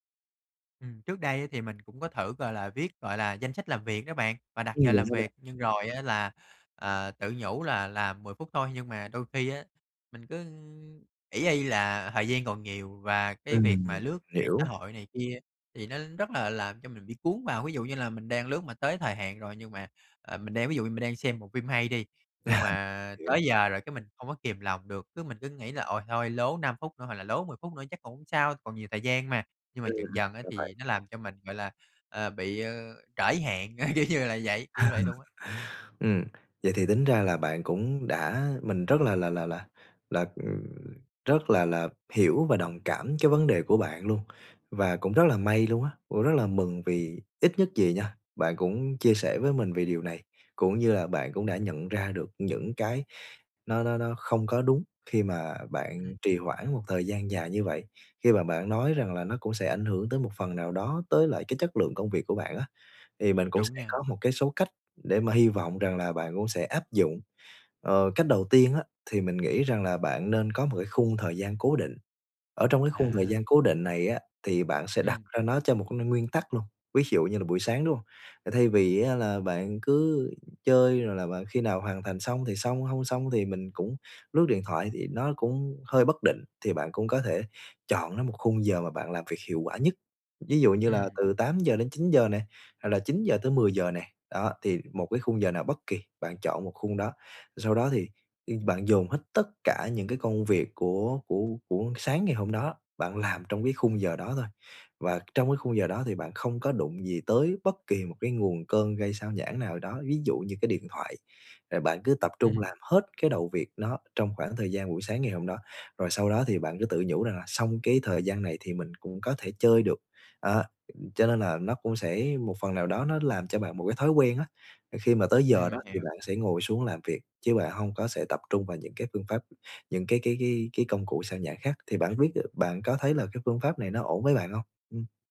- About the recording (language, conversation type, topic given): Vietnamese, advice, Làm sao để tập trung và tránh trì hoãn mỗi ngày?
- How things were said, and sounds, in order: laugh; tapping; laughing while speaking: "kiểu như"; laugh